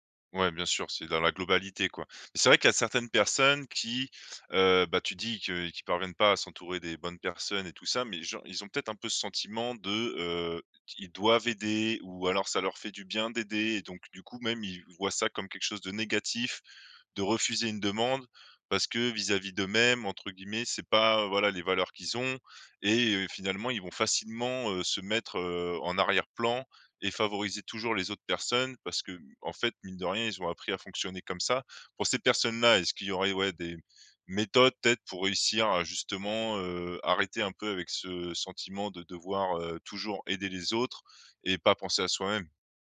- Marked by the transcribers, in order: other background noise
- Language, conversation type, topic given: French, podcast, Comment apprendre à poser des limites sans se sentir coupable ?